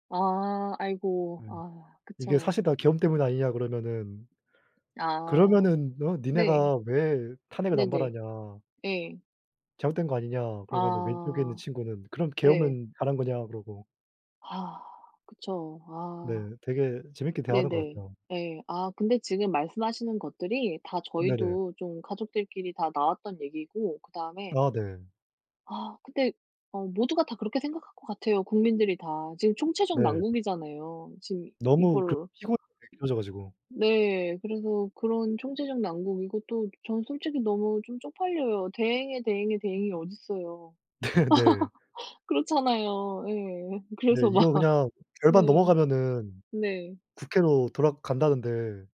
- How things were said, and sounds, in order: tapping; other background noise; laughing while speaking: "네네"; laugh; laughing while speaking: "막"
- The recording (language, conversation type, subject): Korean, unstructured, 정치 이야기를 하면서 좋았던 경험이 있나요?